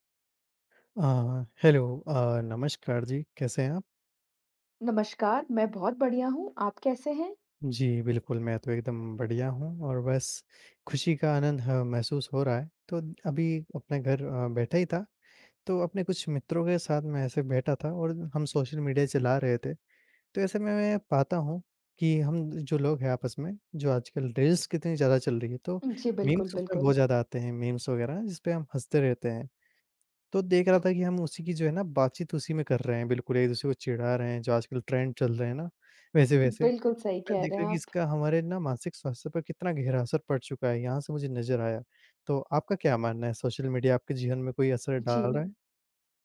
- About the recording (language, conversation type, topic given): Hindi, unstructured, क्या सोशल मीडिया का आपकी मानसिक सेहत पर असर पड़ता है?
- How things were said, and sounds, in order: tapping; other background noise; in English: "ट्रेंड"